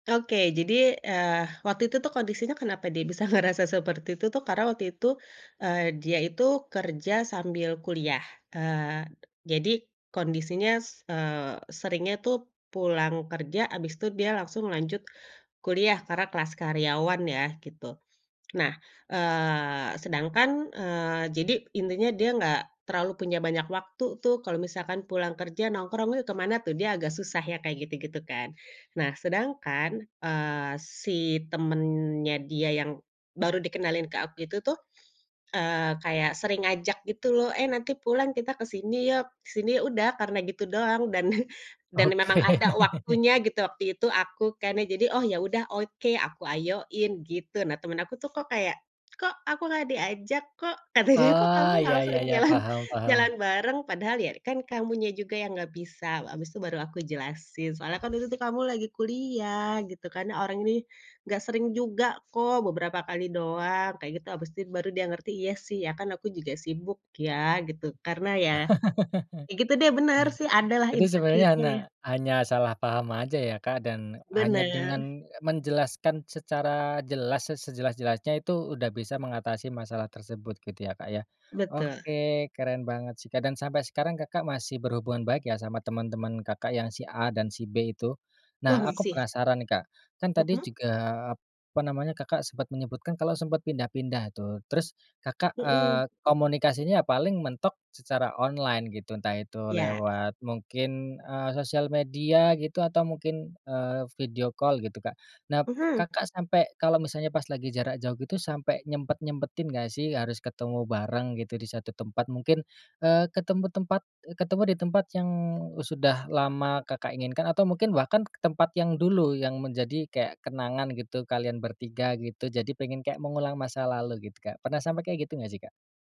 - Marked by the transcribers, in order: laughing while speaking: "ngerasa"; laughing while speaking: "Dan"; chuckle; laughing while speaking: "Oke"; laugh; laughing while speaking: "Kata dia"; chuckle; laughing while speaking: "jalan"; laugh; tapping; "hanya" said as "hana"; in English: "insecure-nya"; other background noise; in English: "video call"
- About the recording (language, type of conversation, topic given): Indonesian, podcast, Pernah ketemu orang asing yang tiba-tiba jadi teman dekatmu?